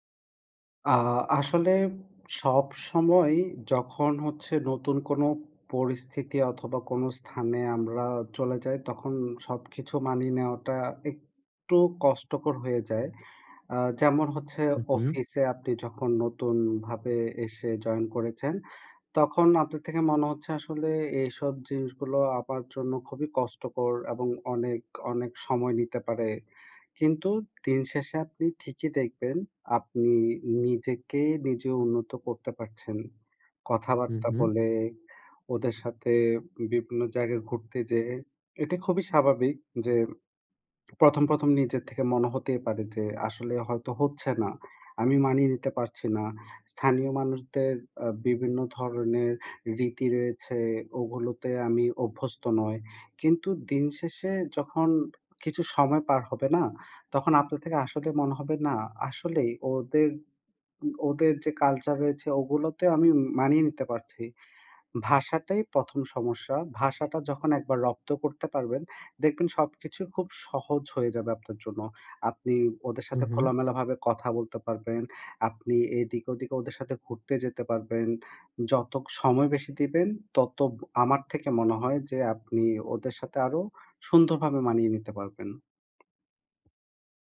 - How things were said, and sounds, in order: "যত" said as "যতক"; other background noise
- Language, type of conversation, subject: Bengali, advice, অপরিচিত জায়গায় আমি কীভাবে দ্রুত মানিয়ে নিতে পারি?